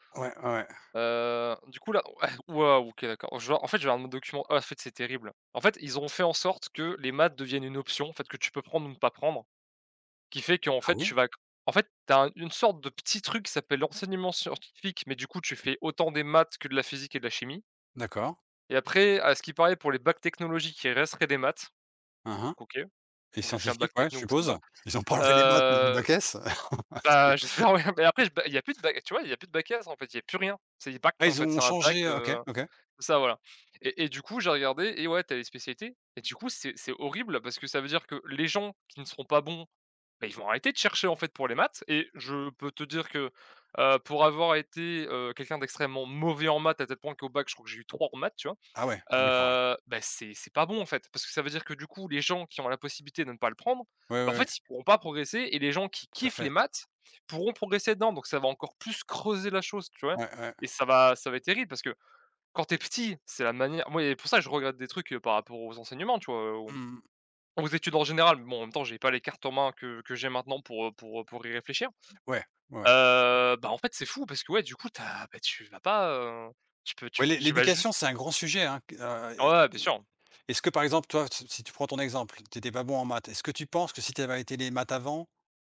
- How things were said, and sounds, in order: chuckle; laughing while speaking: "Ils ont pas enlevé les maths du bac S ?"; chuckle; unintelligible speech; tapping; stressed: "mauvais"
- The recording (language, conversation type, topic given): French, unstructured, Quel est ton souvenir préféré à l’école ?